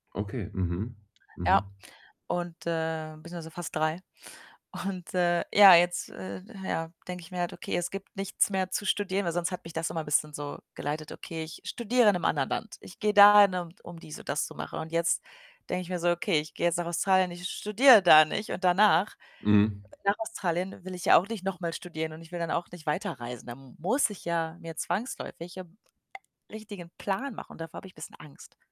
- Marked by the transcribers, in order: laughing while speaking: "und"; distorted speech; other background noise; stressed: "Plan"
- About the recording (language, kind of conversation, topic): German, advice, Wie finde und plane ich die nächsten Schritte, wenn meine Karriereziele noch unklar sind?